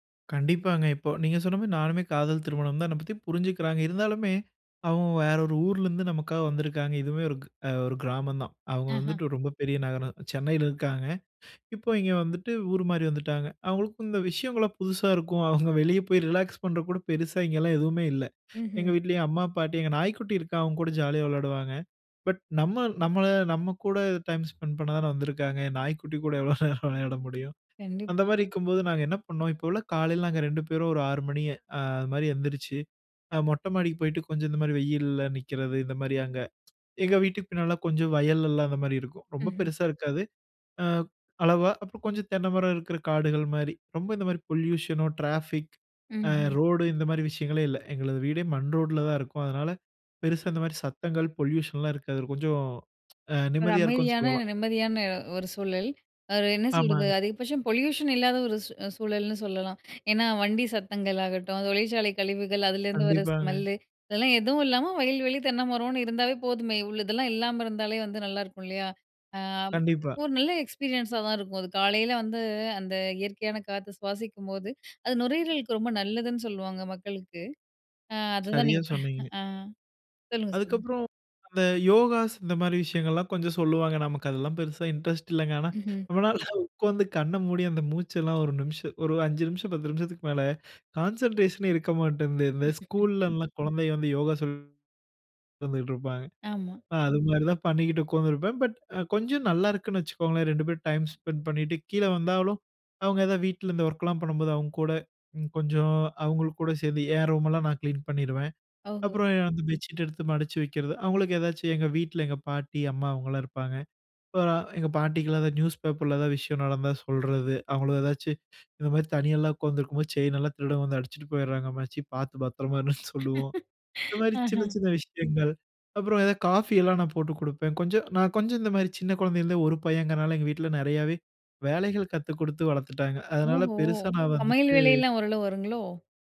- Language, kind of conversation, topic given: Tamil, podcast, டிஜிட்டல் டிட்டாக்ஸை எளிதாகக் கடைபிடிக்க முடியுமா, அதை எப்படி செய்யலாம்?
- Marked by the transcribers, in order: breath; inhale; in English: "டைம் ஸ்பெண்ட்"; laughing while speaking: "நாய்க்குட்டி கூட எவ்ளோ நேரம் விளையாட முடியும்?"; in English: "பொல்யூஷன்"; in English: "பொல்யூஷன்"; in English: "பொல்யூஷன்"; in English: "ஸ்மெல்"; in English: "எக்ஸ்பீரியன்ஸ்"; inhale; laughing while speaking: "அதுதான் நீங்க"; in English: "கான்சென்ட்ரேஷன்"; chuckle; in English: "டைம் ஸ்பென்ட்"; laughing while speaking: "பத்திரமா இருன்னு சொல்லுவோம்"; chuckle; other noise; other background noise